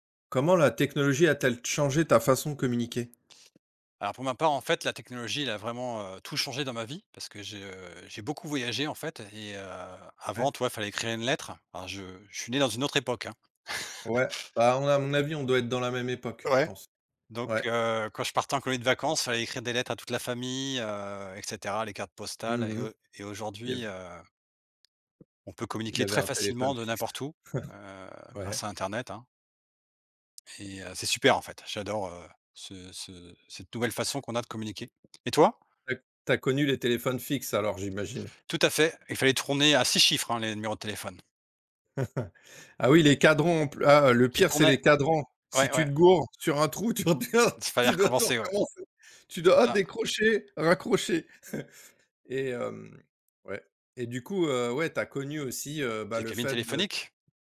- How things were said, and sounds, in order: chuckle; other background noise; tapping; chuckle; chuckle; chuckle; laughing while speaking: "tu redéma tu dois tout recommencer, tu dois décrocher, raccrocher"
- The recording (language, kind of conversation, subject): French, unstructured, Comment la technologie a-t-elle changé ta façon de communiquer ?